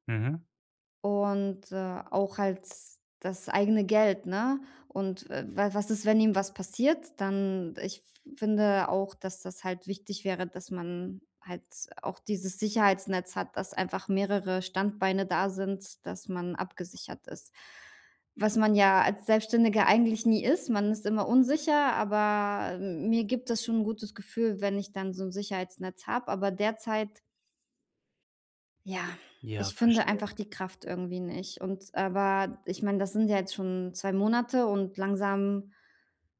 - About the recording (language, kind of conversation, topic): German, advice, Wie kann ich nach Rückschlägen schneller wieder aufstehen und weitermachen?
- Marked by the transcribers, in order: none